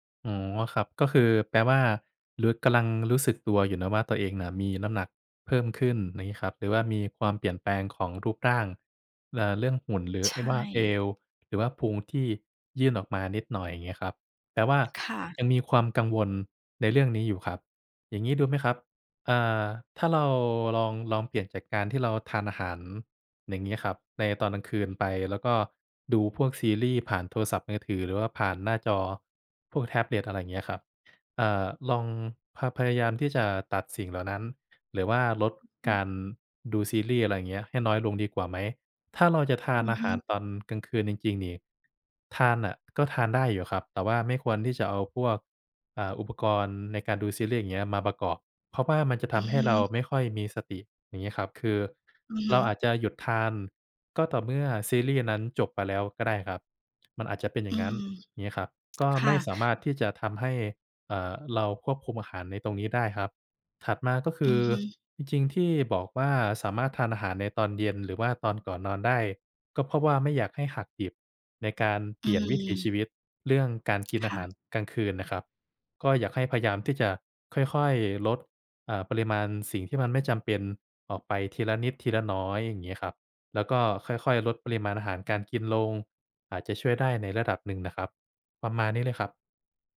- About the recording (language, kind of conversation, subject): Thai, advice, ทำไมฉันถึงกินมากเวลาเครียดแล้วรู้สึกผิด และควรจัดการอย่างไร?
- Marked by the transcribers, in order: other background noise; tapping; lip smack; lip smack